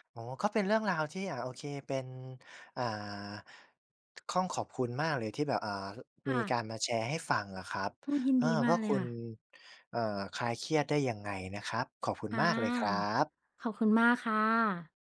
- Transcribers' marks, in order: "ต้อง" said as "ค่อง"
- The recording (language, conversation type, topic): Thai, podcast, เวลาเครียด บ้านช่วยปลอบคุณยังไง?